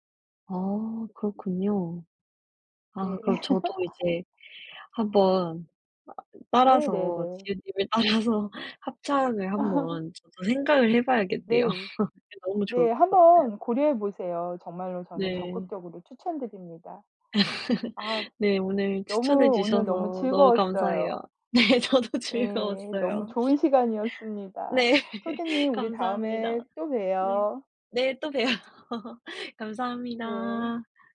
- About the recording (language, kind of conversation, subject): Korean, unstructured, 음악 감상과 독서 중 어떤 활동을 더 즐기시나요?
- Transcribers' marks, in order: tapping; laugh; laughing while speaking: "지은님을 따라서"; laugh; other background noise; laugh; laughing while speaking: "네. 저도 즐거웠어요. 네"; laughing while speaking: "봬요"